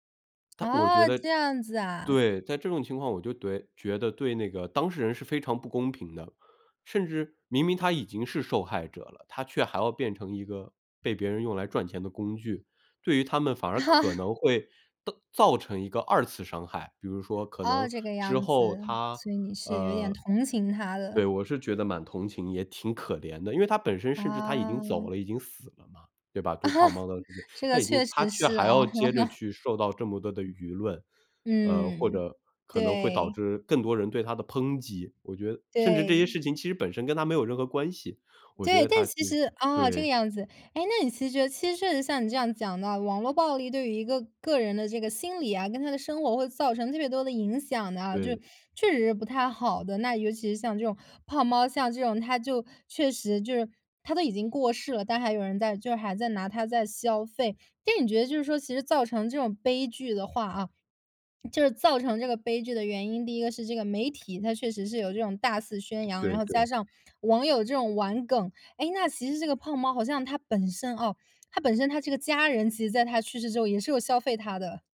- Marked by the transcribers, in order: laugh; laughing while speaking: "啊"; laugh; other background noise; swallow
- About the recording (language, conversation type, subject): Chinese, podcast, 你如何看待网络暴力与媒体责任之间的关系？